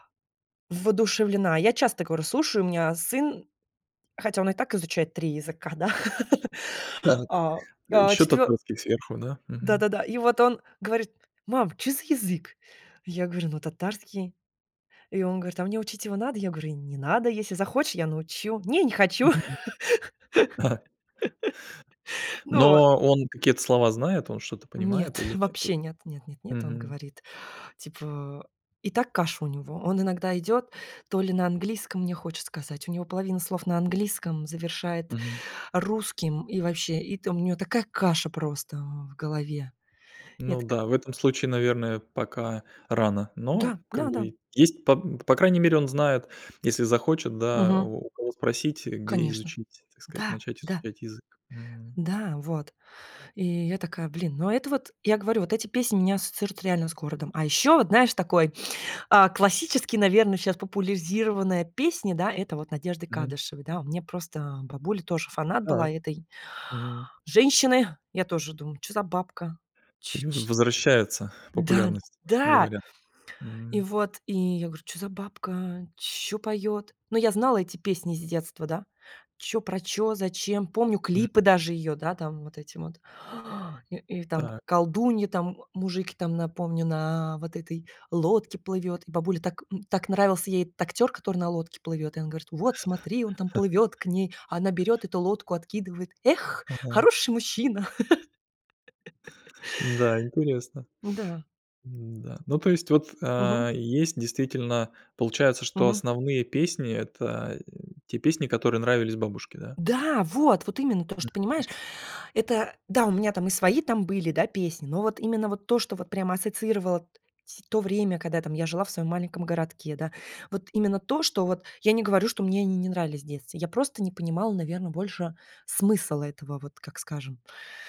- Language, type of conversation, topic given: Russian, podcast, Какая песня у тебя ассоциируется с городом, в котором ты вырос(ла)?
- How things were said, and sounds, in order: laugh; chuckle; laugh; joyful: "Ну вот"; exhale; tapping; other background noise; chuckle; put-on voice: "Эх, хороший мужчина"; laugh